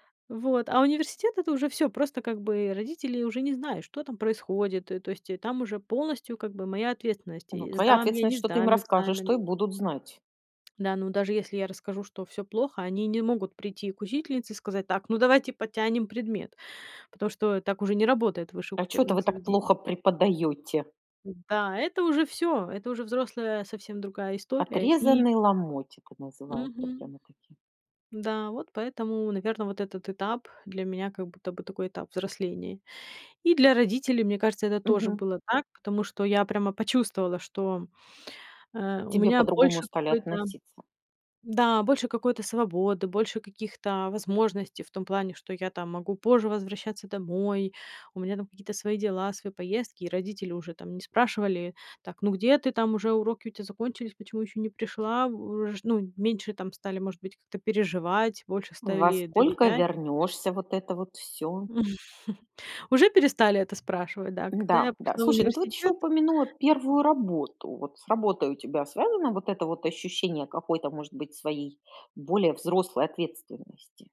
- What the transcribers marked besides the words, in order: tapping; chuckle
- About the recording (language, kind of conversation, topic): Russian, podcast, Когда ты впервые почувствовал(а) взрослую ответственность?